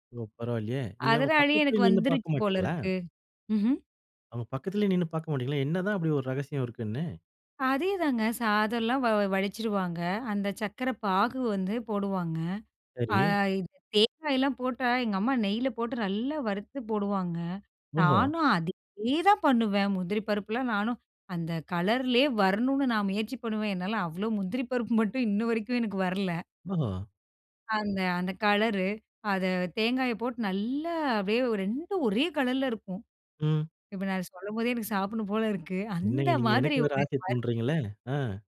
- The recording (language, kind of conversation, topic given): Tamil, podcast, அம்மாவின் குறிப்பிட்ட ஒரு சமையல் குறிப்பை பற்றி சொல்ல முடியுமா?
- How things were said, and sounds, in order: other background noise; drawn out: "நல்லா"; anticipating: "இப்ப நான் சொல்லம் போதே எனக்குச் சாப்ட்ணும் போல இருக்கு"; anticipating: "என்னங்க நீங்க எனக்கு வேற ஆசைய தூண்டுறீங்களே! ஆ"; unintelligible speech